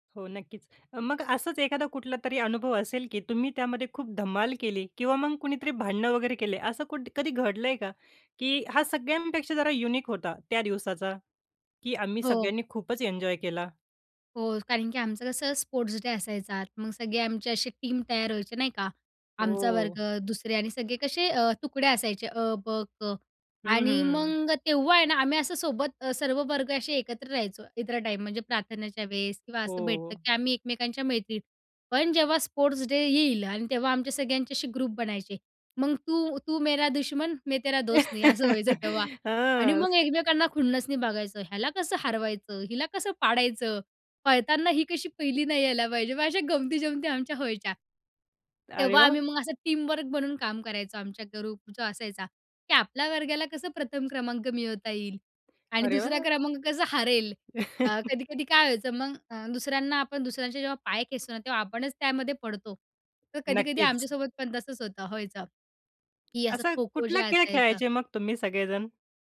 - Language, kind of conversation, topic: Marathi, podcast, शाळेतली कोणती सामूहिक आठवण तुम्हाला आजही आठवते?
- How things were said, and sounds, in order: in English: "युनिक"; tapping; in English: "टीम"; in English: "ग्रुप"; in Hindi: "तू तू मेरा दुश्मन मैं तेरा दोस्त नही"; laugh; in English: "टीमवर्क"; in English: "ग्रुप"; other background noise; chuckle